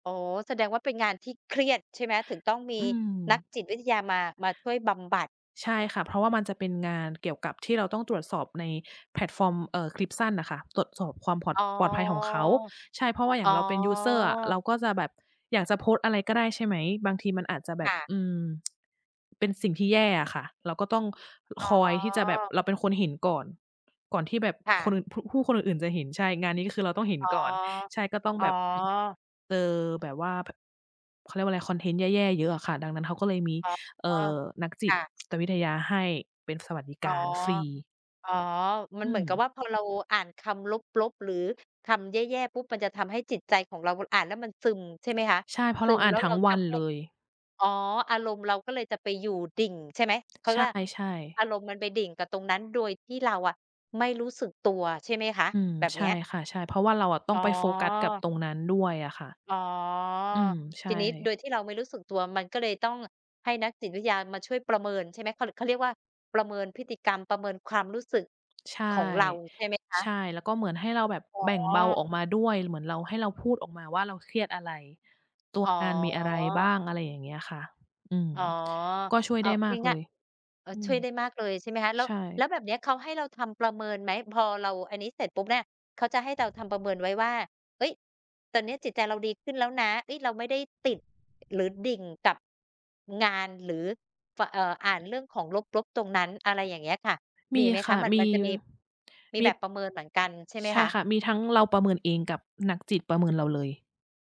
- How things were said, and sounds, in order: stressed: "เครียด"; drawn out: "อ๋อ อ๋อ"; tapping; drawn out: "อ๋อ"; other background noise
- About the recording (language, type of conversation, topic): Thai, unstructured, คุณคิดว่าการพูดคุยเกี่ยวกับความรู้สึกช่วยให้จิตใจดีขึ้นไหม?